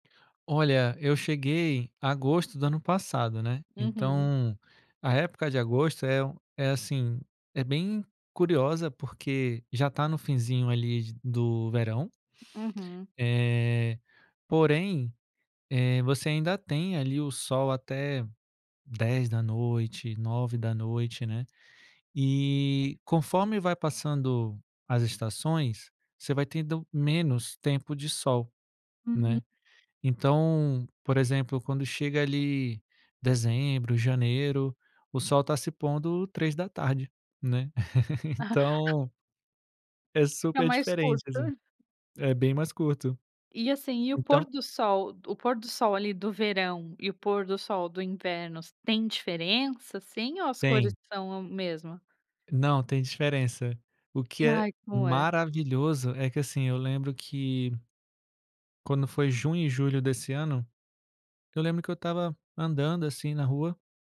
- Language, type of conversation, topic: Portuguese, podcast, Qual pôr do sol você nunca esqueceu?
- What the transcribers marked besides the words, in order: laugh